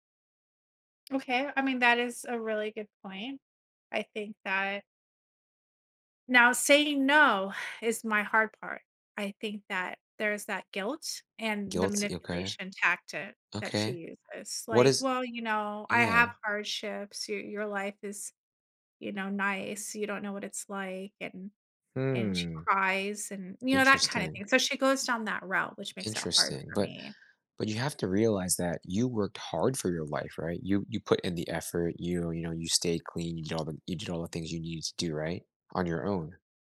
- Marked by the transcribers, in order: tapping; sigh; other background noise
- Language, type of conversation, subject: English, advice, How can I set healthy boundaries without feeling guilty?